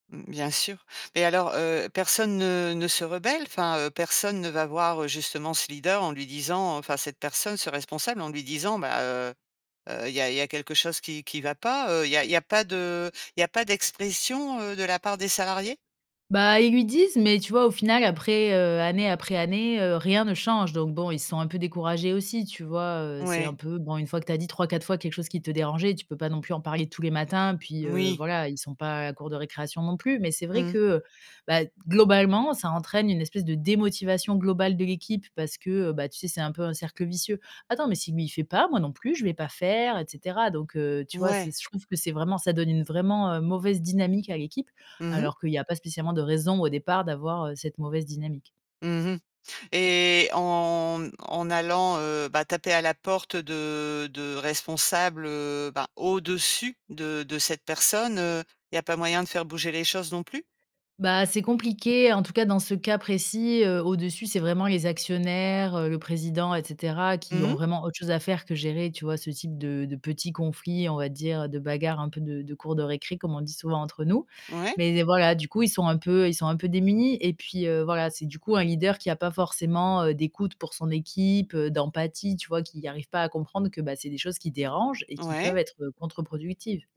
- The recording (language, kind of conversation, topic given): French, podcast, Qu’est-ce qui, pour toi, fait un bon leader ?
- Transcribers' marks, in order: stressed: "démotivation"; drawn out: "en"; tapping